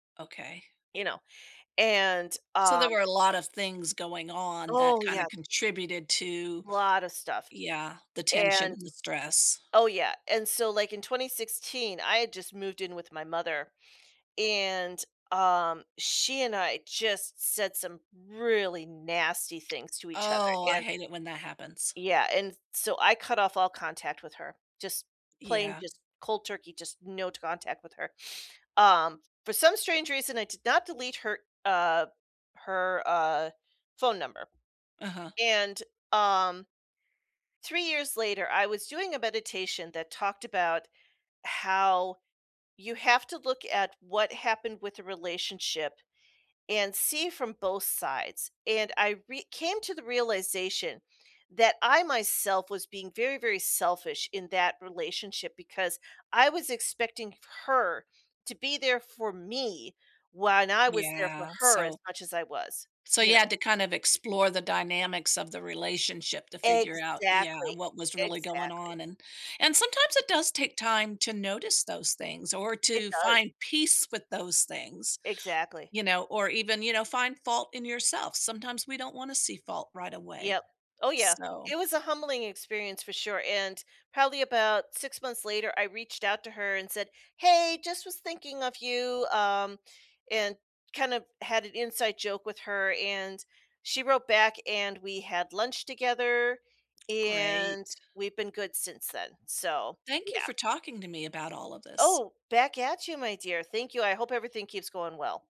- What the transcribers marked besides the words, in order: stressed: "me"; other background noise
- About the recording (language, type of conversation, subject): English, unstructured, What is the best way to resolve a disagreement with a friend?
- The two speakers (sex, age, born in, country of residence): female, 50-54, United States, United States; female, 55-59, United States, United States